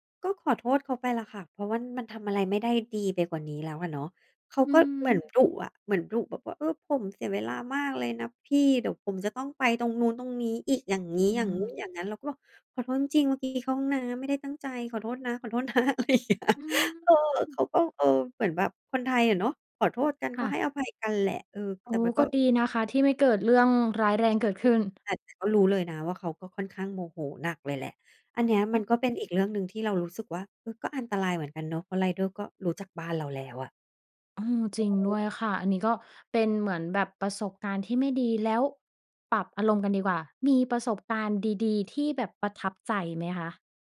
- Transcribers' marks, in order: laughing while speaking: "นะ อะไรอย่างเนี้ย"; unintelligible speech
- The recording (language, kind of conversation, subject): Thai, podcast, คุณใช้บริการส่งอาหารบ่อยแค่ไหน และมีอะไรที่ชอบหรือไม่ชอบเกี่ยวกับบริการนี้บ้าง?